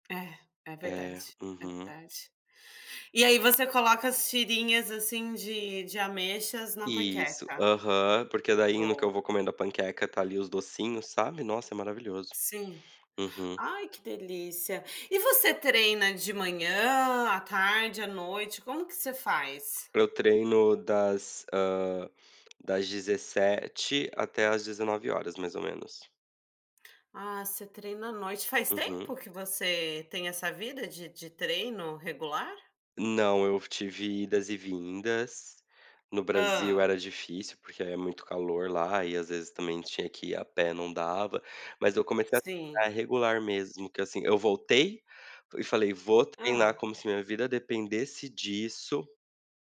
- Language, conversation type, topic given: Portuguese, unstructured, Quais hábitos ajudam a manter a motivação para fazer exercícios?
- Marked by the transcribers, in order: tapping